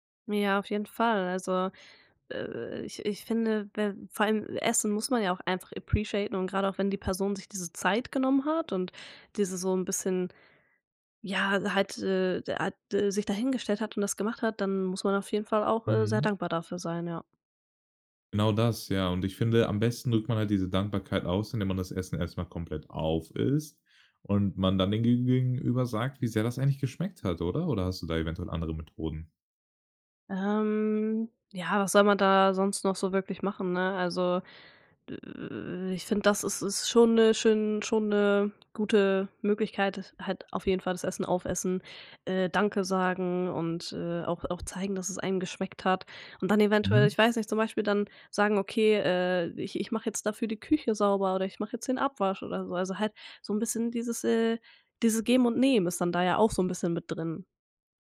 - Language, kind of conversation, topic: German, podcast, Was begeistert dich am Kochen für andere Menschen?
- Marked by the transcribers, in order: in English: "appreciaten"; drawn out: "aufisst"; drawn out: "Ähm"; stressed: "Nehmen"